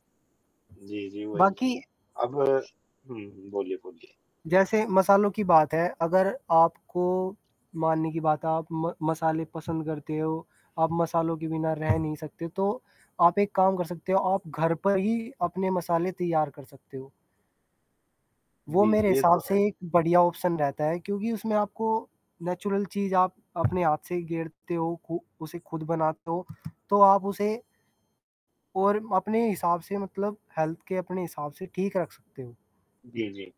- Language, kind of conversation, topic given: Hindi, unstructured, खाने में मसालों की क्या भूमिका होती है?
- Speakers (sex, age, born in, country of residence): male, 20-24, India, India; male, 25-29, India, India
- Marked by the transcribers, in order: static; distorted speech; other background noise; in English: "ऑप्शन"; in English: "नेचुरल"; tapping; in English: "हेल्थ"